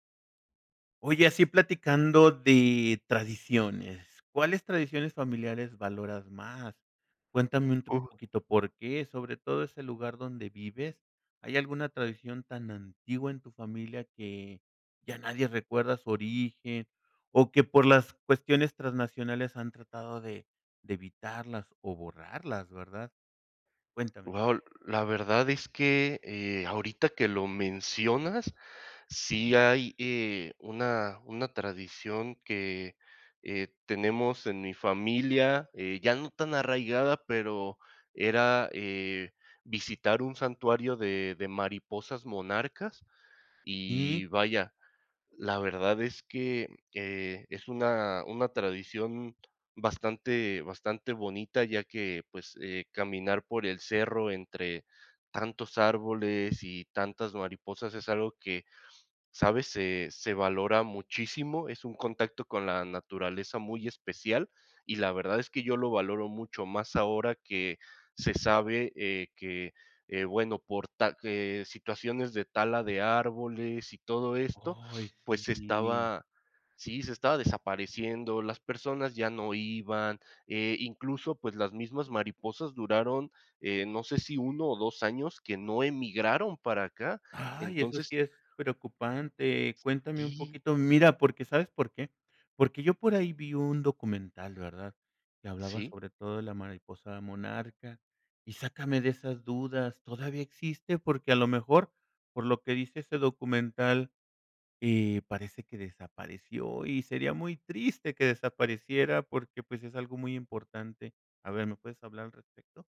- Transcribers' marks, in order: surprised: "Ay"; other background noise
- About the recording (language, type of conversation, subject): Spanish, podcast, ¿Cuáles tradiciones familiares valoras más y por qué?